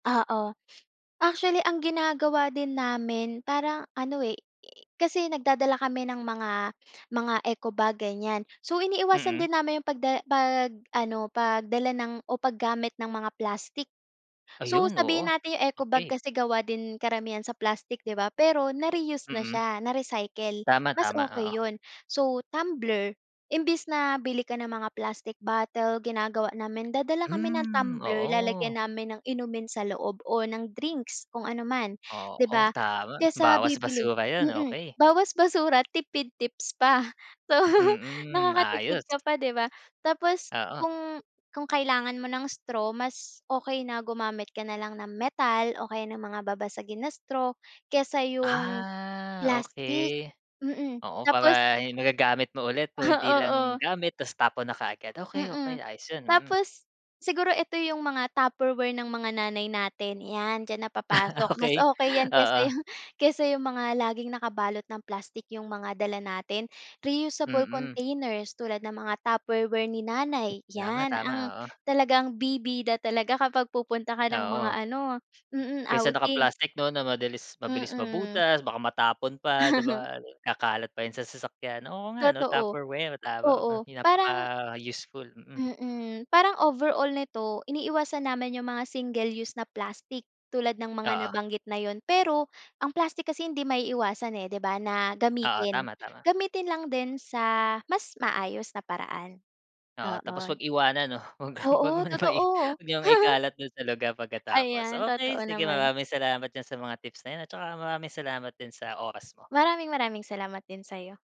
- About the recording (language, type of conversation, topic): Filipino, podcast, Puwede mo bang ikuwento ang paborito mong karanasan sa kalikasan?
- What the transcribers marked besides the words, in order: laughing while speaking: "So"; laughing while speaking: "Ah"; laugh; laughing while speaking: "yung"; laugh; laughing while speaking: "'no? 'Wag 'wag mo naman i"; laugh